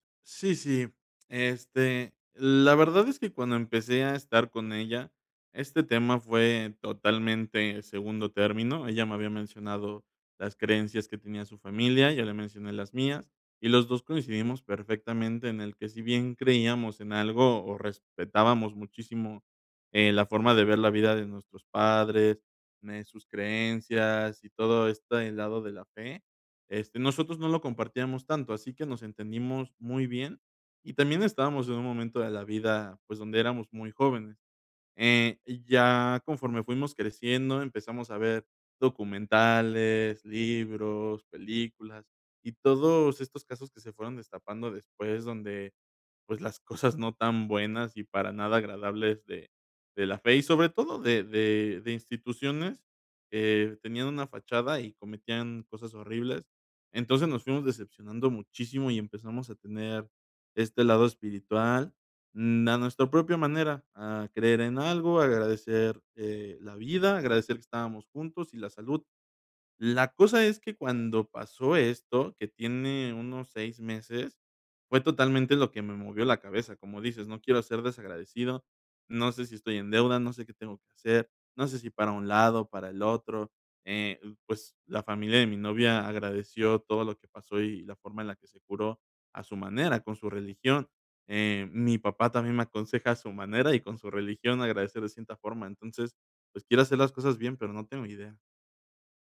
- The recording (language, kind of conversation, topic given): Spanish, advice, ¿Qué dudas tienes sobre tu fe o tus creencias y qué sentido les encuentras en tu vida?
- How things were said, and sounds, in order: laughing while speaking: "cosas"